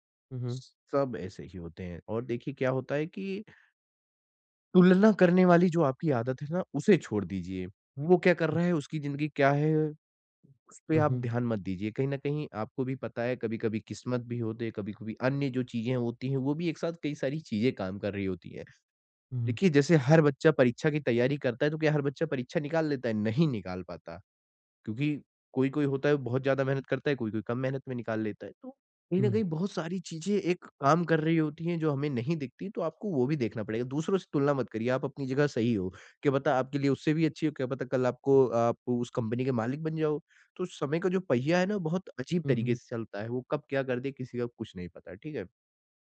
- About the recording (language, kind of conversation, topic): Hindi, advice, दूसरों की सफलता से मेरा आत्म-सम्मान क्यों गिरता है?
- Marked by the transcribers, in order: none